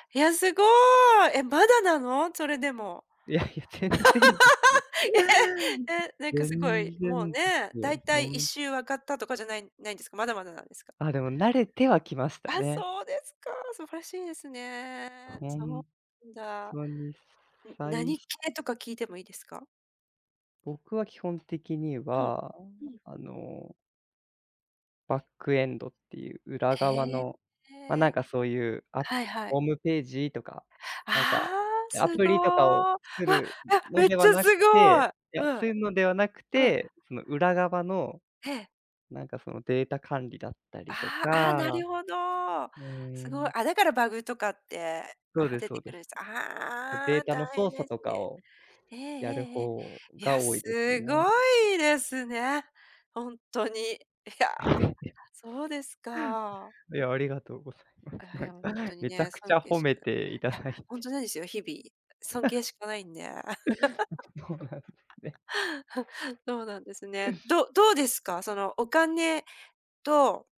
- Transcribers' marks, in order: joyful: "すごい"; laugh; giggle; other background noise; joyful: "うわ！あ、めっちゃすごい"; "なるほど" said as "なりゅほど"; joyful: "すごいですね"; chuckle; laugh; tapping; laughing while speaking: "そうなんですね"; laugh
- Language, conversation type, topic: Japanese, unstructured, どんな仕事にやりがいを感じますか？